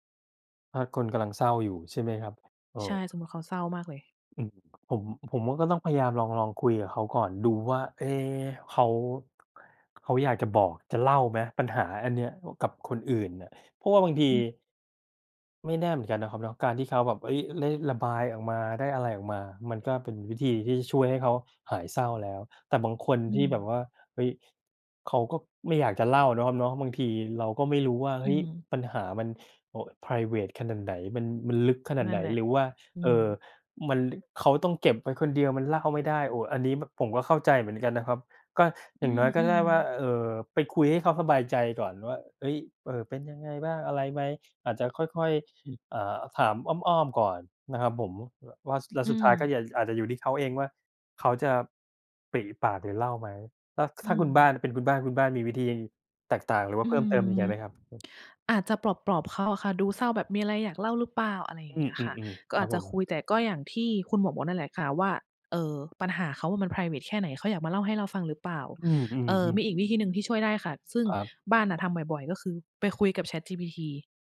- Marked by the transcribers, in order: tsk; other noise
- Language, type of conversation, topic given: Thai, unstructured, คุณรับมือกับความเศร้าอย่างไร?